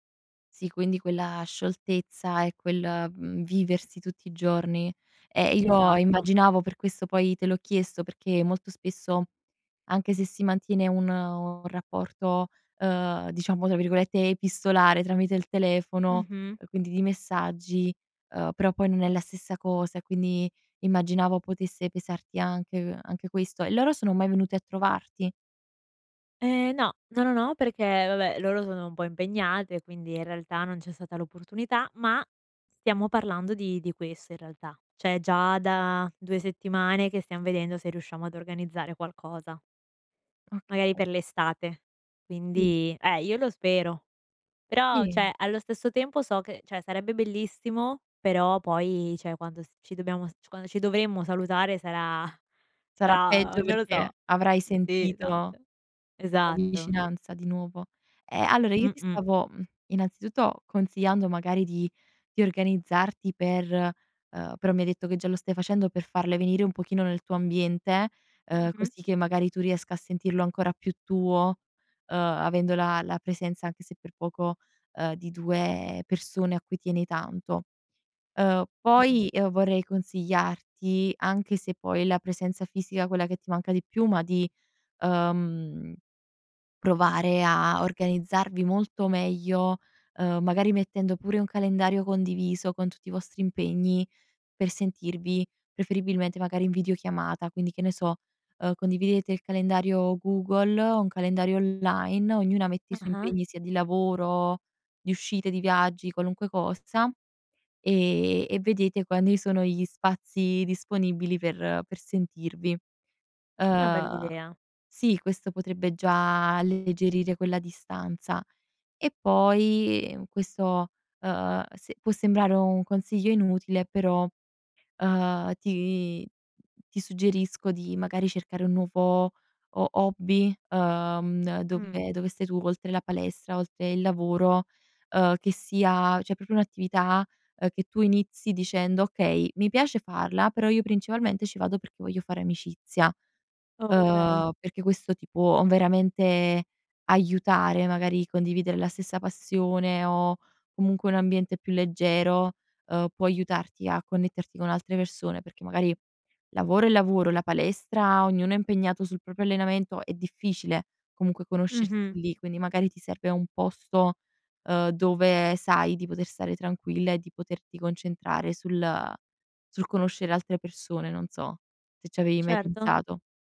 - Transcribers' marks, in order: "Cioè" said as "ceh"; "Magari" said as "magai"; "Sì" said as "i"; "cioè" said as "ceh"; "Sì" said as "ì"; "cioè" said as "ceh"; "magari" said as "vagari"; "quanti" said as "quandi"; "cioè" said as "ceh"; "proprio" said as "propio"; "avevi" said as "avei"
- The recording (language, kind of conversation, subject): Italian, advice, Come posso gestire l’allontanamento dalla mia cerchia di amici dopo un trasferimento?